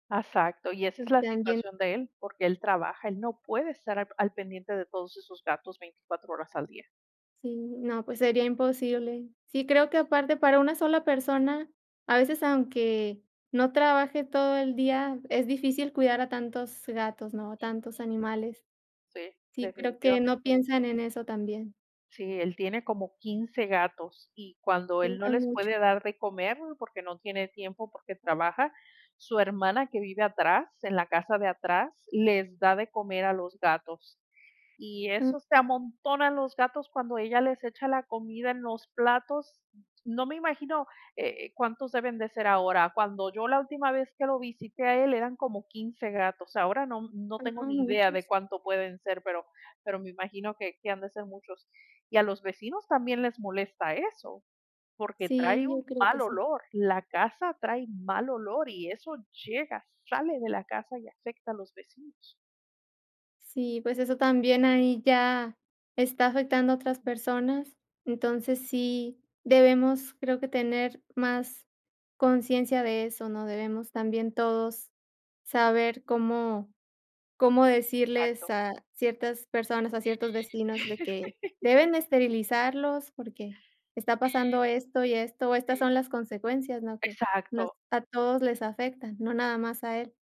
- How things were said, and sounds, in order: other noise; laugh
- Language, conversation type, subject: Spanish, unstructured, ¿Debería ser obligatorio esterilizar a los perros y gatos?